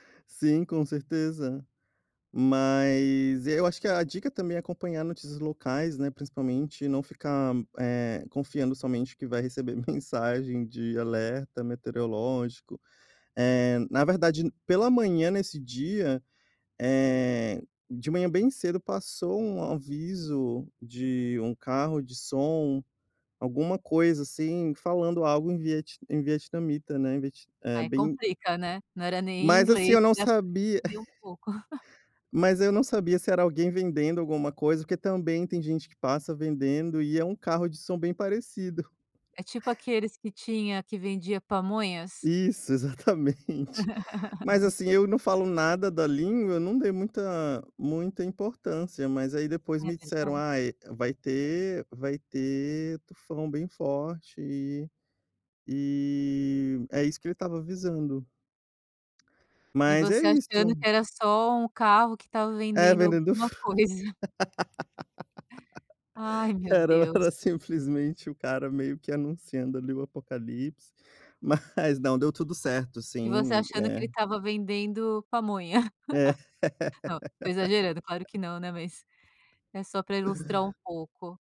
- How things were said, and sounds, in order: laugh; laugh; giggle; laugh
- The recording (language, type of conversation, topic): Portuguese, podcast, Como você cuida da sua segurança ao viajar sozinho?